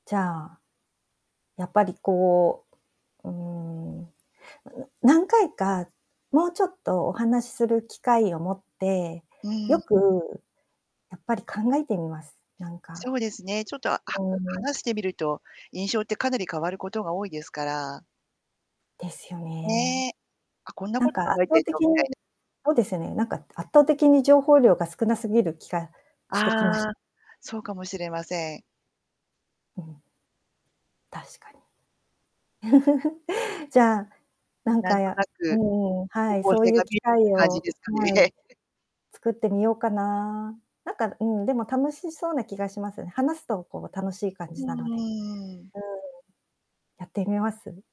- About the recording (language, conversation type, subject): Japanese, advice, 新しい恋を始めたいのに、まだ元恋人に未練があるのはどうしたらいいですか？
- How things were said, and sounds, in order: static; distorted speech; chuckle; chuckle